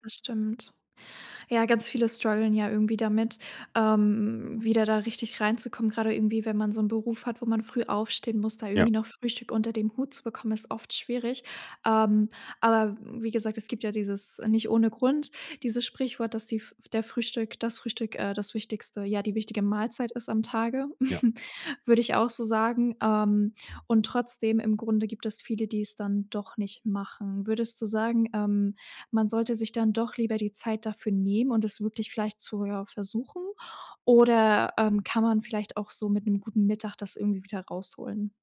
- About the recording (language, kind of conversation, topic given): German, podcast, Wie sieht deine Frühstücksroutine aus?
- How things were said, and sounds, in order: in English: "strugglen"; chuckle; other background noise